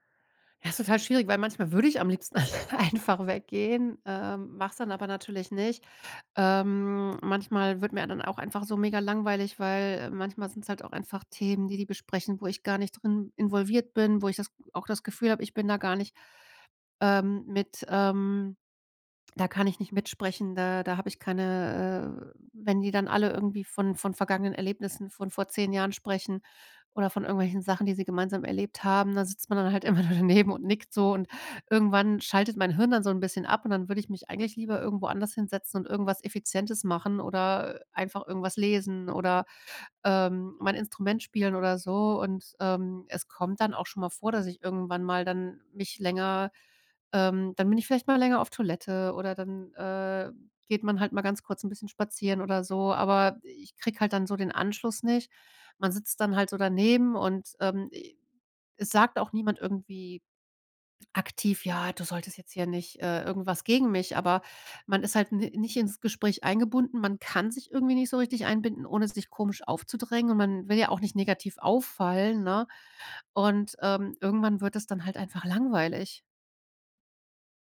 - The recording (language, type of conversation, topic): German, advice, Warum fühle ich mich auf Partys und Feiern oft ausgeschlossen?
- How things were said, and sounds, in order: laughing while speaking: "einfach"